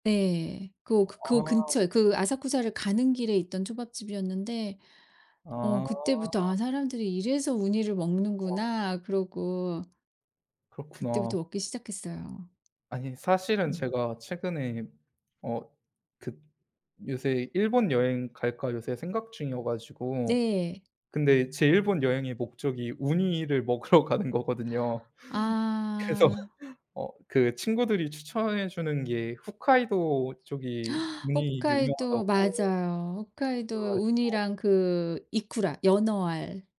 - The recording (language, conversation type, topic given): Korean, unstructured, 가장 좋아하는 음식은 무엇인가요?
- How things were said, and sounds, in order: tapping; in Japanese: "우니를"; other background noise; laughing while speaking: "먹으러 가는"; laughing while speaking: "그래서"; gasp; in Japanese: "우니랑 그 이쿠라"